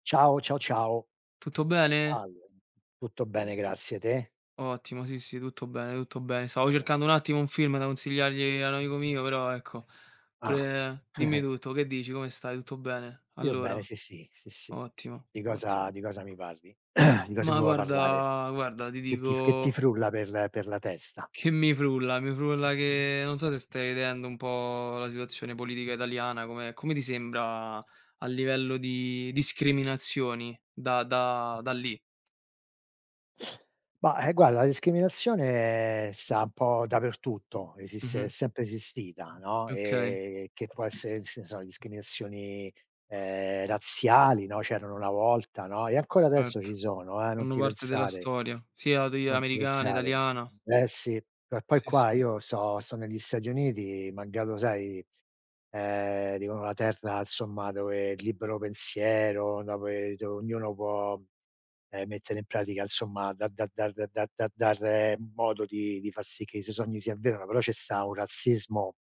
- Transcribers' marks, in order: chuckle; tapping; throat clearing; "vuoi" said as "vuo"; other background noise; "insomma" said as "'nzomma"; "insomma" said as "'nzomma"
- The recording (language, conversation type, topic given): Italian, unstructured, Perché pensi che nella società ci siano ancora tante discriminazioni?